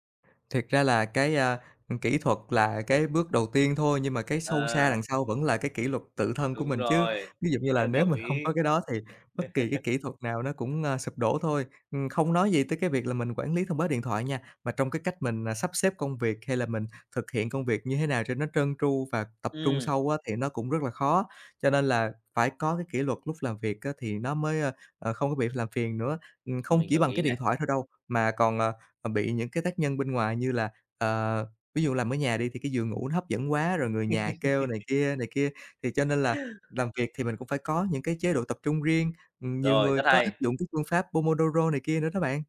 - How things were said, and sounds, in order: other background noise; scoff; laugh; laugh
- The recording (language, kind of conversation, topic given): Vietnamese, podcast, Bạn có mẹo nào để giữ tập trung khi liên tục nhận thông báo không?